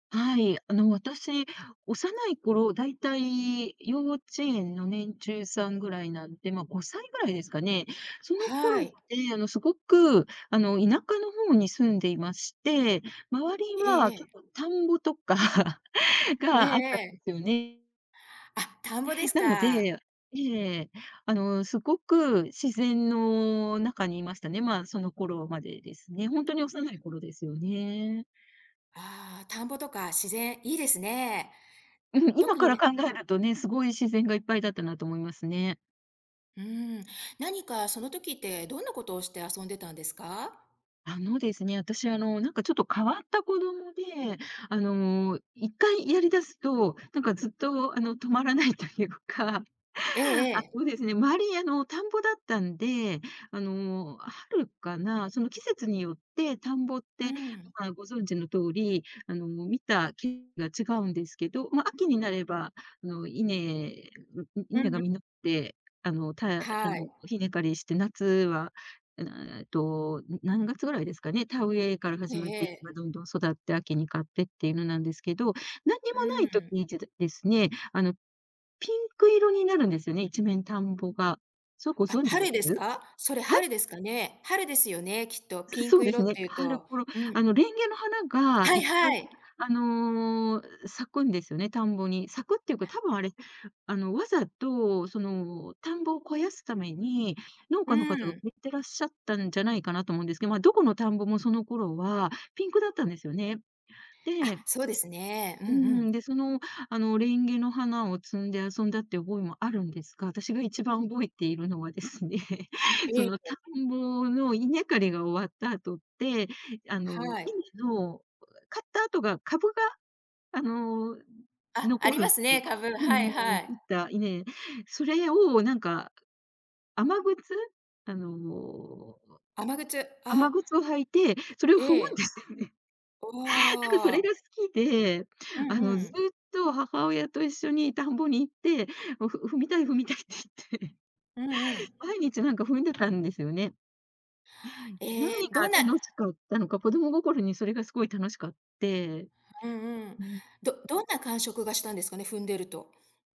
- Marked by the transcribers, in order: other background noise; tapping; laughing while speaking: "とか"; chuckle; laughing while speaking: "止まらないというか"; unintelligible speech; unintelligible speech; laughing while speaking: "ですね"; chuckle; unintelligible speech; laughing while speaking: "言って"
- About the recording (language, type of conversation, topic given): Japanese, podcast, 幼い頃の自然にまつわる思い出はありますか？